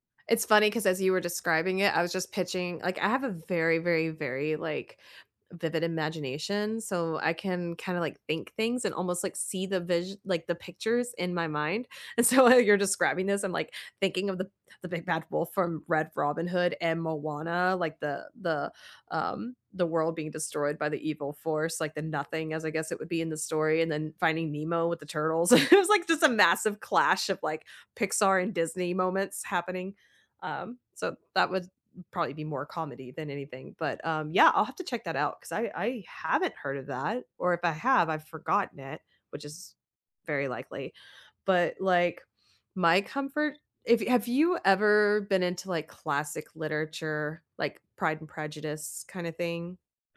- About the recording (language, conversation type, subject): English, unstructured, Which TV shows or movies do you rewatch for comfort?
- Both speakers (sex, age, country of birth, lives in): female, 40-44, United States, United States; male, 40-44, United States, United States
- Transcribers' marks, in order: laughing while speaking: "so"; chuckle